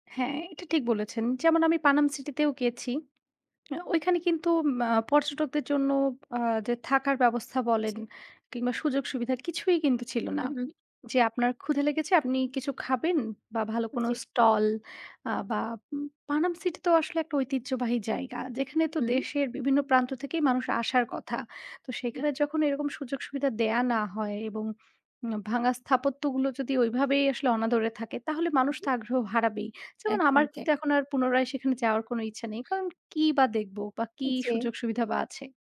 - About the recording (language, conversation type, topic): Bengali, unstructured, পর্যটকদের কারণে কি ঐতিহ্যবাহী স্থানগুলো ধ্বংস হয়ে যাচ্ছে?
- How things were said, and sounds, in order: horn